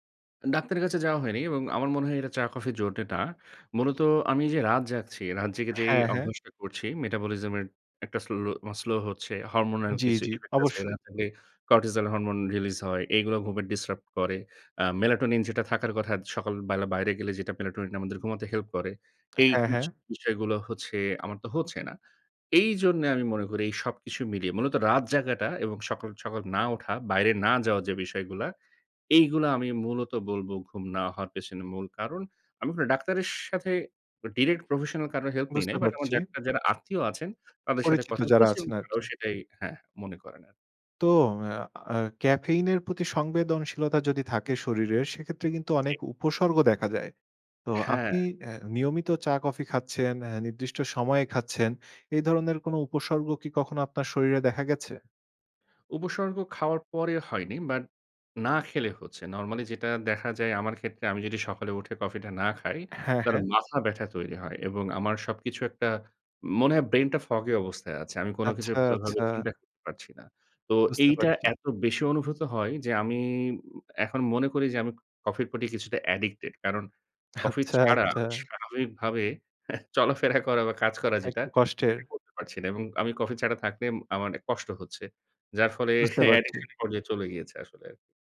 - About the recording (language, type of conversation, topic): Bengali, podcast, কফি বা চা খাওয়া আপনার এনার্জিতে কী প্রভাব ফেলে?
- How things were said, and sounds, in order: "জন্যে" said as "জন্তে"; in English: "মেটাবলিজম"; in English: "ইফেক্ট"; "কর্টিসল" said as "করটিজল"; in English: "রিলিজ"; "ডিস্টার্ব" said as "ডিসরাপ্ট"; in English: "professional"; in English: "caffeine"; in English: "foggy"; in English: "অ্যাডিক্টেড"; laughing while speaking: "আচ্ছা, আচ্ছা"; tapping; scoff; scoff; in English: "অ্যাডিকশন"